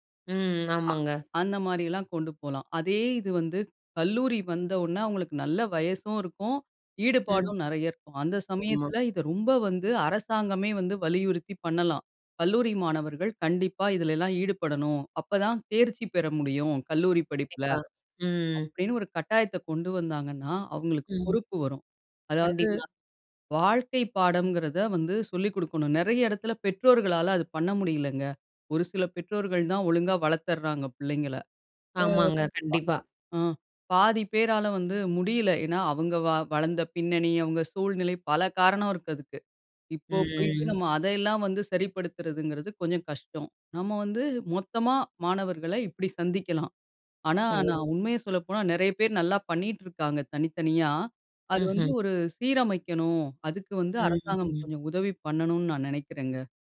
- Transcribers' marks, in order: "மாதிரியெல்லாம்" said as "மாரியெல்லாம்"; "இதை" said as "இத"; drawn out: "ம்"; "கட்டாயத்தை" said as "கட்டாயத்த"; "பாடம்ங்கிறதை" said as "பாடங்கிறத"; "ம்" said as "அ"; drawn out: "ம்"; "உண்மையை" said as "உண்மைய்"; drawn out: "ஓ"; other background noise
- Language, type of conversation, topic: Tamil, podcast, இளைஞர்களை சமுதாயத்தில் ஈடுபடுத்த என்ன செய்யலாம்?